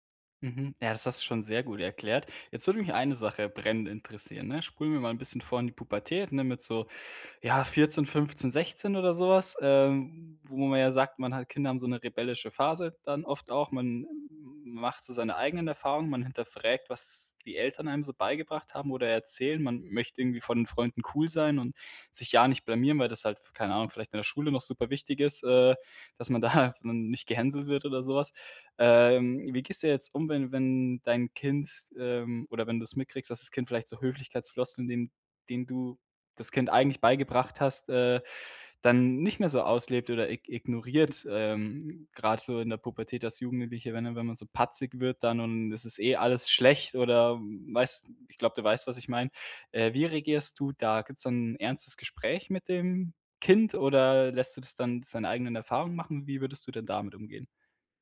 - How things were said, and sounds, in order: "hinterfragt" said as "hinterfrägt"; laughing while speaking: "da"
- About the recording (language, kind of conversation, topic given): German, podcast, Wie bringst du Kindern Worte der Wertschätzung bei?